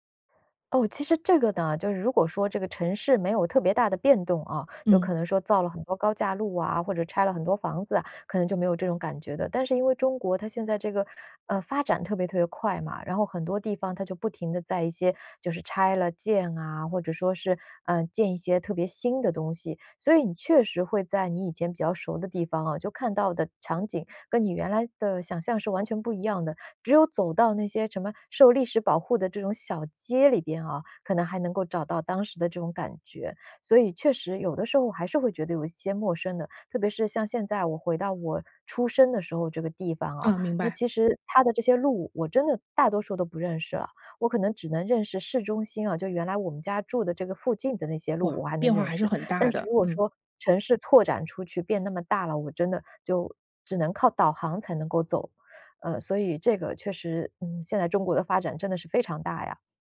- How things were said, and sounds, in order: other background noise
- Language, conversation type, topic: Chinese, podcast, 你曾去过自己的祖籍地吗？那次经历给你留下了怎样的感受？